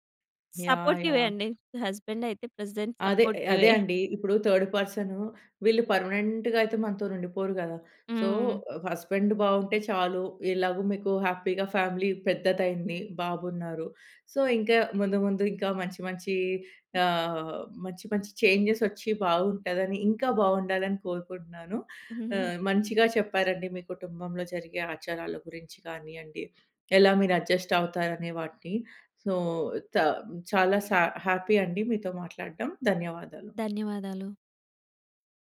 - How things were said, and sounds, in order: other background noise; in English: "సపోర్టివే"; in English: "ప్రెజెంట్"; in English: "థర్డ్"; giggle; in English: "పర్మనెంట్‌గయితే"; in English: "సో"; in English: "హస్బెండ్"; in English: "హ్యాపీగా ఫ్యామిలీ"; in English: "సో"; giggle; in English: "సో"; in English: "హ్యాపీ"
- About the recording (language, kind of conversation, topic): Telugu, podcast, మీ కుటుంబంలో ప్రతి రోజు జరిగే ఆచారాలు ఏమిటి?